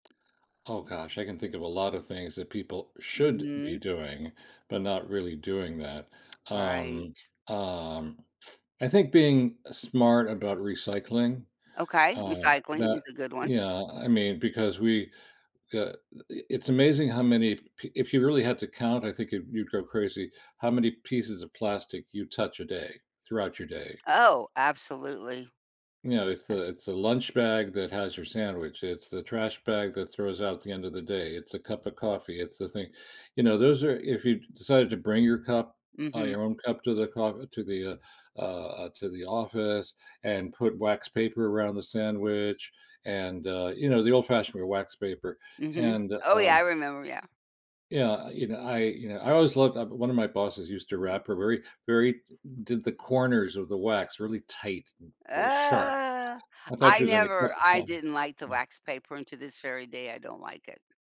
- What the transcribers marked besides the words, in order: tapping; drawn out: "Ugh"
- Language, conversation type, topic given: English, unstructured, What are some simple ways individuals can make a positive impact on the environment every day?
- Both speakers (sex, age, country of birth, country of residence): female, 75-79, United States, United States; male, 70-74, Venezuela, United States